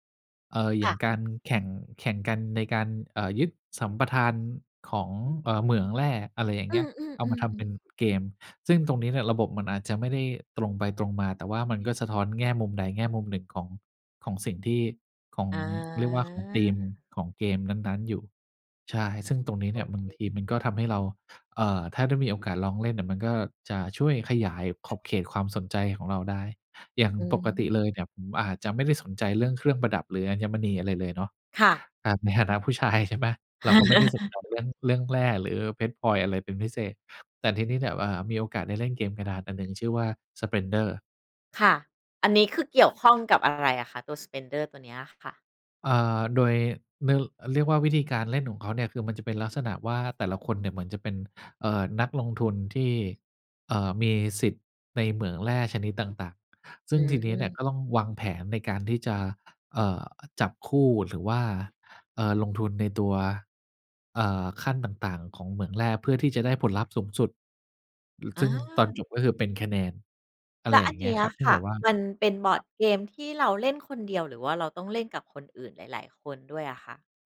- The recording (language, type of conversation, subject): Thai, podcast, ทำอย่างไรถึงจะค้นหาความสนใจใหม่ๆ ได้เมื่อรู้สึกตัน?
- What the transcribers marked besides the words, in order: chuckle